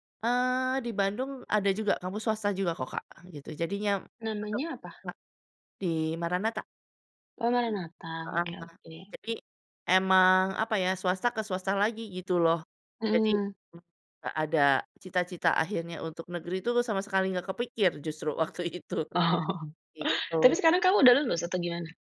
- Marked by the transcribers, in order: laughing while speaking: "Oh"; laughing while speaking: "waktu itu"
- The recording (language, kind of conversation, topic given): Indonesian, podcast, Seberapa penting opini orang lain saat kamu galau memilih?